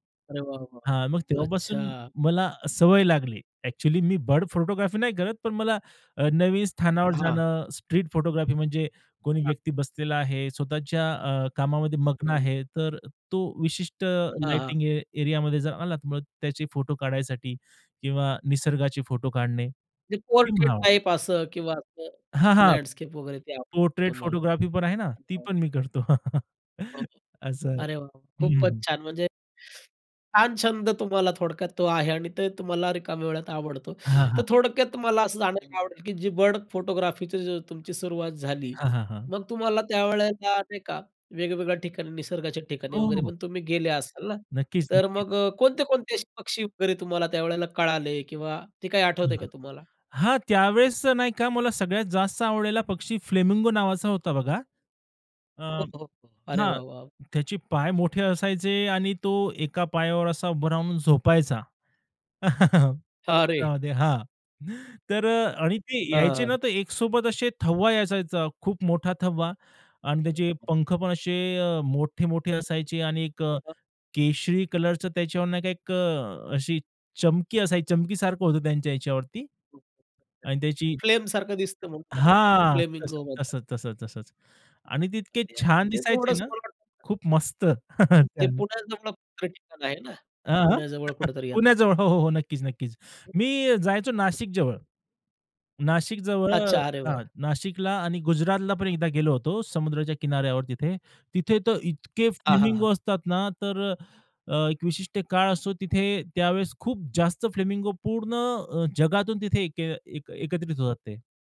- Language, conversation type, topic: Marathi, podcast, मोकळ्या वेळेत तुम्हाला सहजपणे काय करायला किंवा बनवायला आवडतं?
- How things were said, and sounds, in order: in English: "बर्ड फोटोग्राफी"; in English: "स्ट्रीट फोटोग्राफी"; in English: "पोर्ट्रेट टाइप"; in English: "लँडस्केप"; in English: "पोर्ट्रेट फोटोग्राफी"; laughing while speaking: "करतो"; laugh; other noise; in English: "बर्ड फोटोग्राफीची"; laugh; unintelligible speech; unintelligible speech; unintelligible speech; in English: "फ्लेमसारखं"; chuckle; unintelligible speech; other background noise